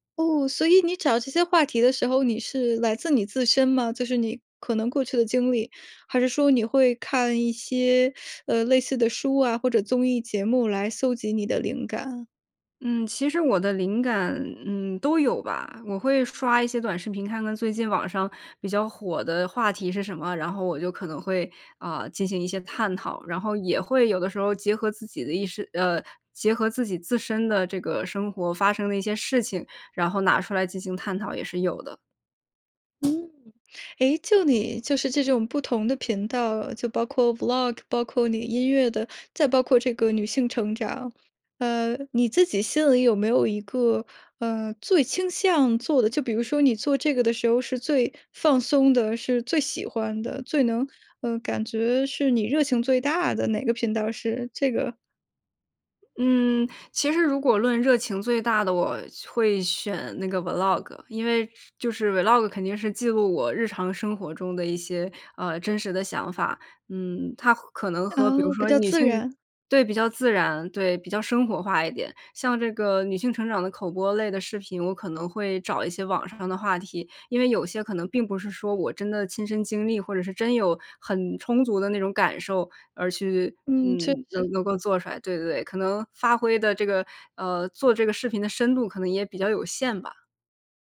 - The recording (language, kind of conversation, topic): Chinese, podcast, 你怎么让观众对作品产生共鸣?
- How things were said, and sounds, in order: tapping; other noise